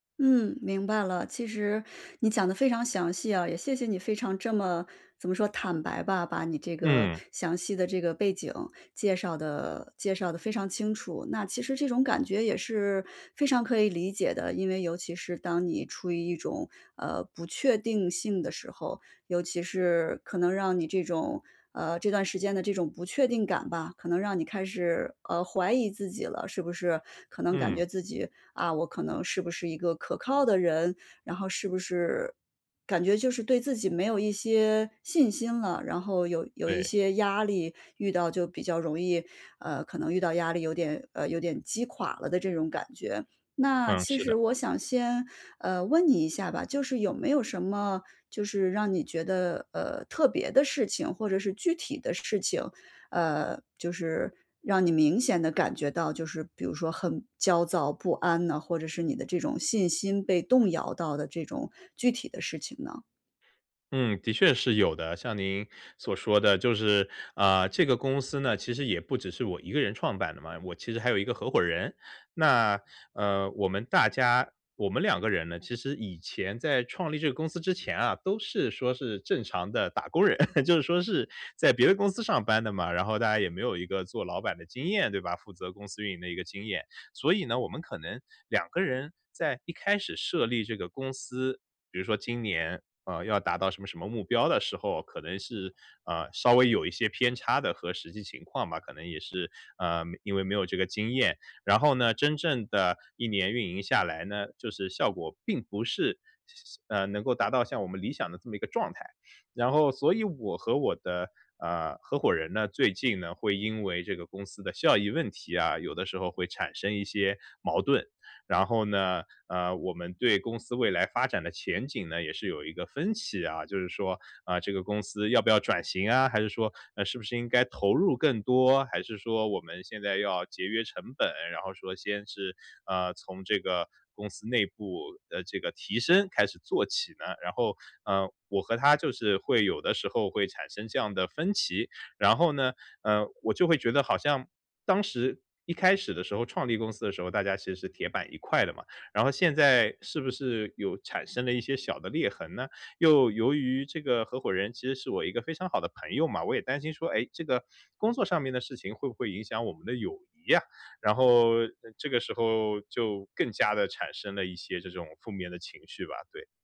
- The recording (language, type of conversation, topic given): Chinese, advice, 如何建立自我信任與韌性？
- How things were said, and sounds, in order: other background noise; chuckle